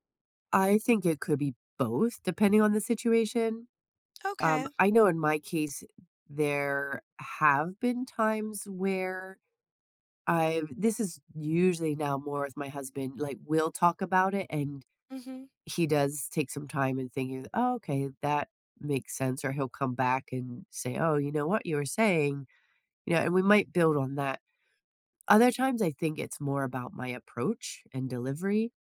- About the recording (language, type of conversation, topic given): English, unstructured, How can I spot and address giving-versus-taking in my close relationships?
- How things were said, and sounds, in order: none